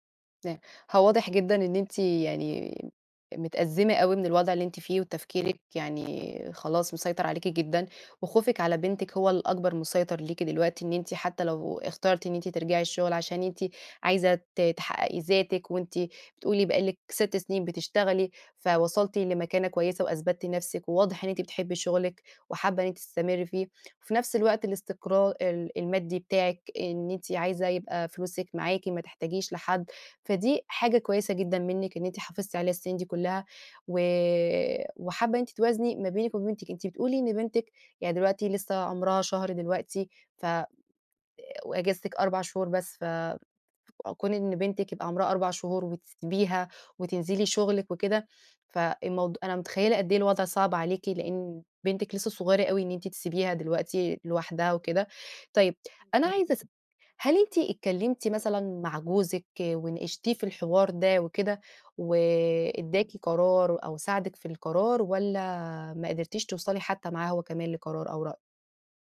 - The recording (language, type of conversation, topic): Arabic, advice, إزاي أوقف التردد المستمر وأاخد قرارات واضحة لحياتي؟
- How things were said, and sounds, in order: other background noise; unintelligible speech